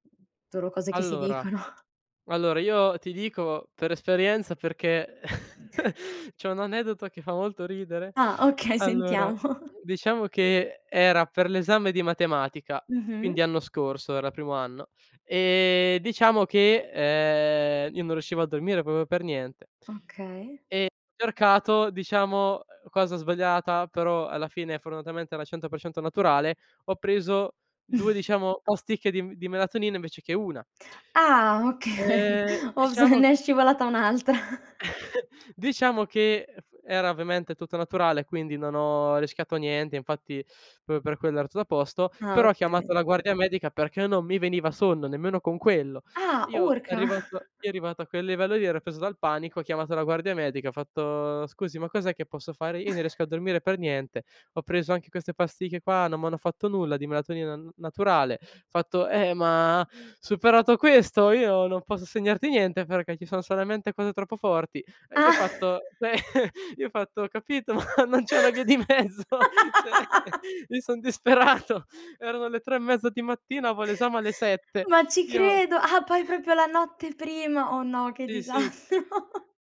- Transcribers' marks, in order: "solo" said as "tolo"; chuckle; tapping; chuckle; laughing while speaking: "c'ho un aneddoto che fa molto ridere. Allora"; chuckle; laughing while speaking: "Okay, sentiamo!"; chuckle; "proprio" said as "propio"; "fortunatamente" said as "forunatamente"; snort; "ostiche" said as "osticche"; laughing while speaking: "Okay, Opz! Ne è scivolata un'altra"; "Ops" said as "Opz"; chuckle; "proprio" said as "propio"; chuckle; chuckle; "Io" said as "Ie"; chuckle; chuckle; laugh; chuckle; laughing while speaking: "Ho capito, ma non c'è … io son disperato!"; "Cioè" said as "ceh"; chuckle; "avevo" said as "aveo"; "proprio" said as "propio"; chuckle; laughing while speaking: "disastro!"; chuckle
- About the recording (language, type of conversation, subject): Italian, podcast, Cosa fai per calmare la mente prima di dormire?